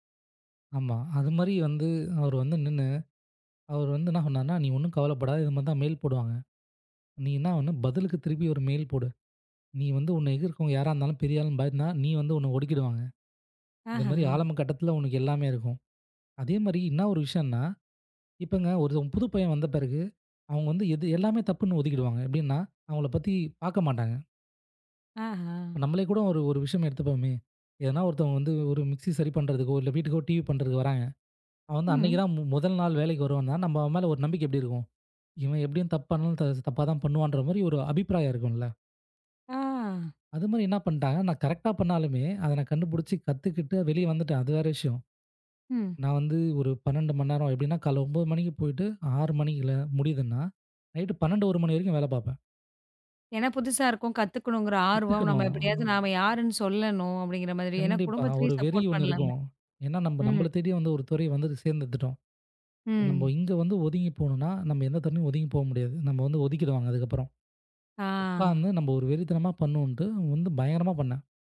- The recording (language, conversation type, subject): Tamil, podcast, சிக்கலில் இருந்து உங்களை காப்பாற்றிய ஒருவரைப் பற்றி சொல்ல முடியுமா?
- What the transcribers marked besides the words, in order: in English: "மெயில்"; in English: "மெயில்"; in English: "TV"; drawn out: "ம்"; drawn out: "ஆ"; in English: "கரெக்டா"; in English: "நைட்"; "புத்துக்கணும்" said as "கத்துக்கணும்"; in English: "சப்போர்ட்"; drawn out: "ம்"; drawn out: "ஆ"